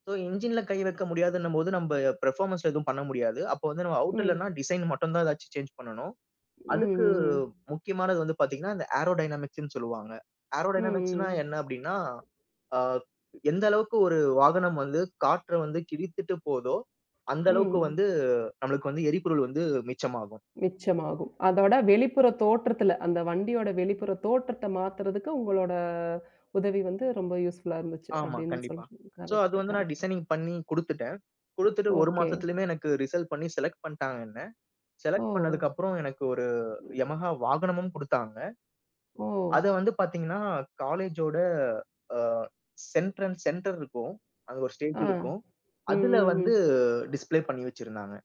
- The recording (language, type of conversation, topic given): Tamil, podcast, மிகக் கடினமான ஒரு தோல்வியிலிருந்து மீண்டு முன்னேற நீங்கள் எப்படி கற்றுக்கொள்கிறீர்கள்?
- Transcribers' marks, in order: in English: "சோ"; in English: "பெர்ஃபார்மன்ஸ்ல"; in English: "ஏரோடைனமிக்ஸ்ன்னு"; other noise; in English: "ஏரோடைனமிக்ஸ்ன்னா"; in English: "சோ"; other background noise; in English: "டிஸ்ப்ளே"